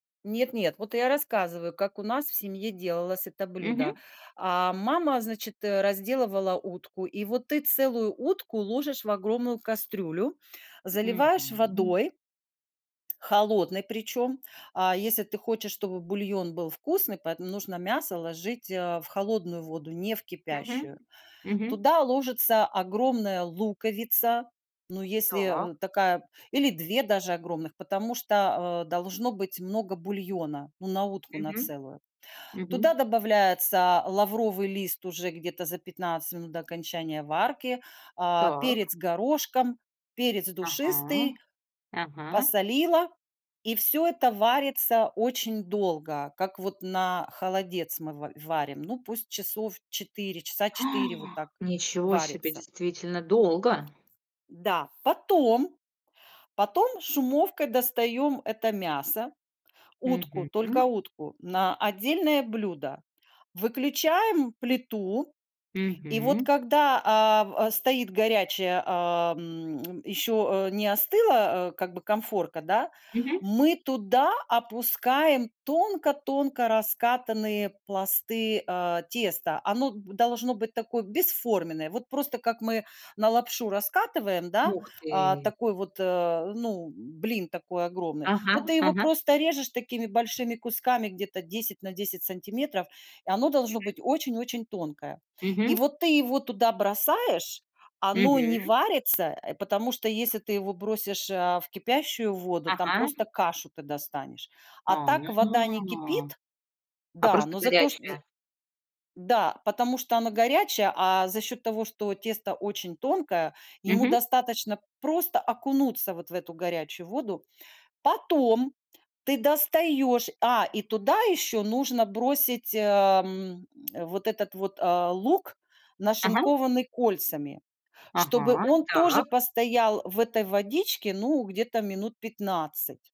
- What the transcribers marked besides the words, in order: other background noise; surprised: "А!"; tapping; drawn out: "Ага"
- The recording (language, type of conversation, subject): Russian, podcast, Какие блюда с родины вы до сих пор готовите и почему?